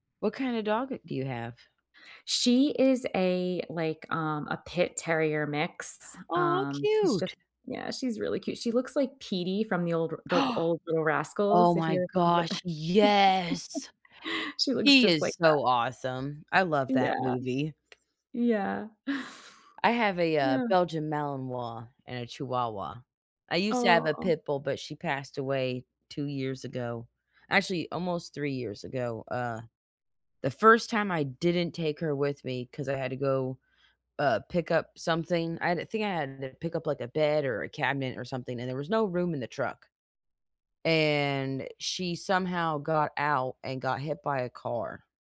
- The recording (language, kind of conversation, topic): English, unstructured, What is your favorite thing about having a pet?
- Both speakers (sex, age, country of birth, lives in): female, 35-39, United States, United States; female, 45-49, United States, United States
- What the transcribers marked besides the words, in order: gasp; stressed: "yes"; laughing while speaking: "that"; laugh; tapping; other background noise